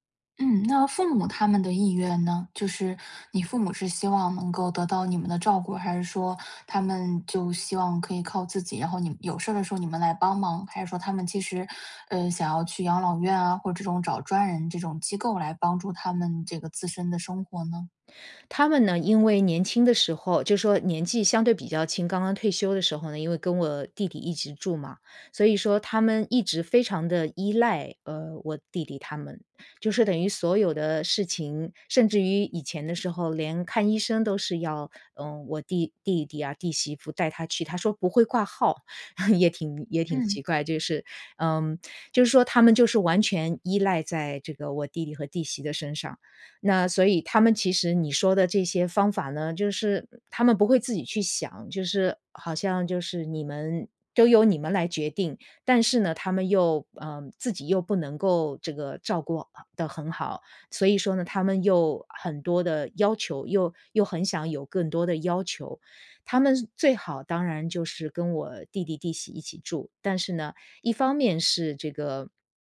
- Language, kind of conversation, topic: Chinese, advice, 父母年老需要更多照顾与安排
- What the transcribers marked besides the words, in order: other background noise; chuckle